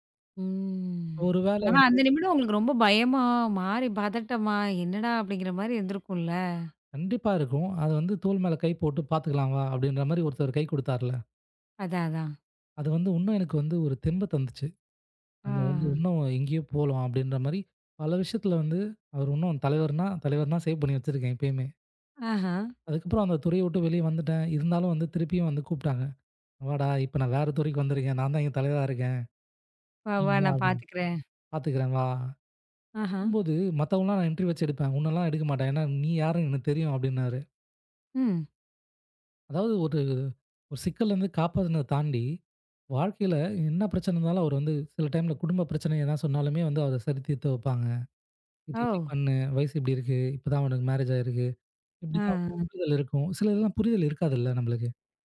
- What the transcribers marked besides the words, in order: drawn out: "ம்"; in English: "சேவ்"; unintelligible speech; in English: "இன்டர்வீவ்"; in English: "டைம்ல"; in English: "மேரேஜ்"
- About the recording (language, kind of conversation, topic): Tamil, podcast, சிக்கலில் இருந்து உங்களை காப்பாற்றிய ஒருவரைப் பற்றி சொல்ல முடியுமா?